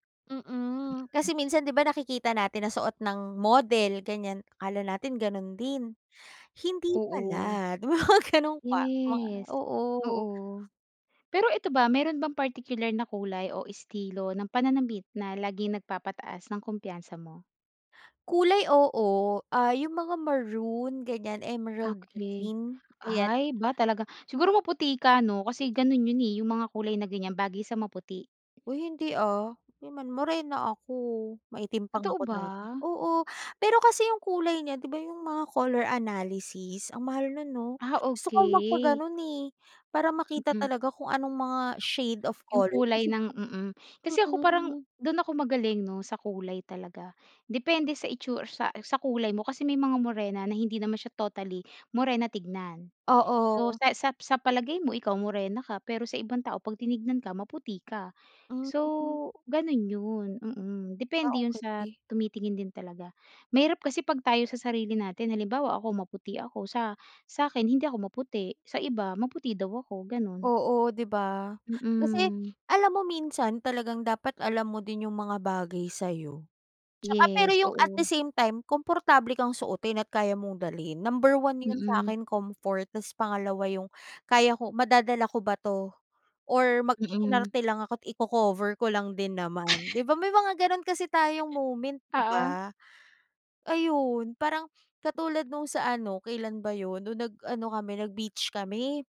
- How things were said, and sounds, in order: tapping; gasp; laughing while speaking: "yung mga ganun"; in English: "at the same time"; chuckle
- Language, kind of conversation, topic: Filipino, podcast, Paano nakakatulong ang pananamit sa tiwala mo sa sarili?